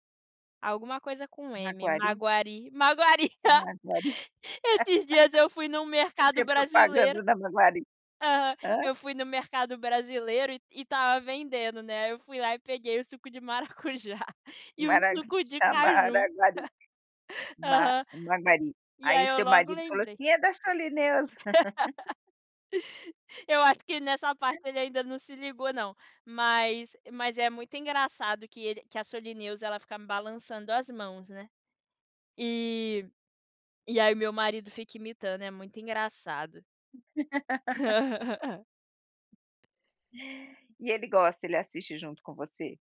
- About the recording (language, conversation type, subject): Portuguese, podcast, Que série você costuma maratonar quando quer sumir um pouco?
- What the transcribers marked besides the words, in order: chuckle; laugh; chuckle; laugh; other noise; laugh